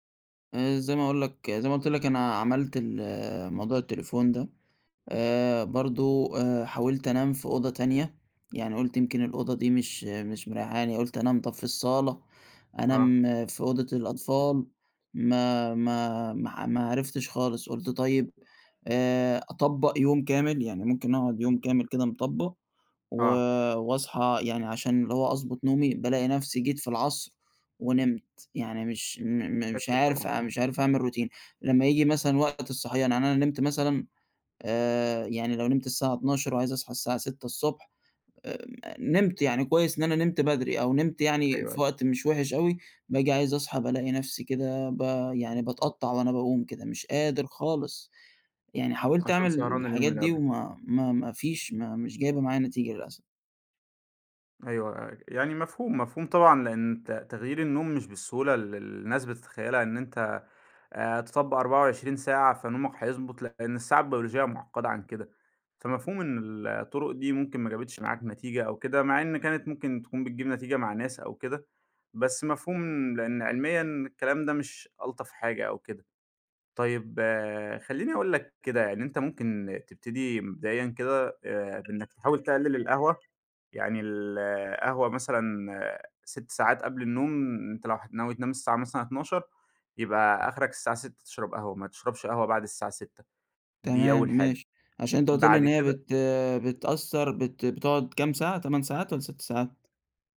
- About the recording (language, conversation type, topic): Arabic, advice, إزاي أقدر ألتزم بميعاد نوم وصحيان ثابت كل يوم؟
- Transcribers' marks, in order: in English: "روتين"; other background noise; tapping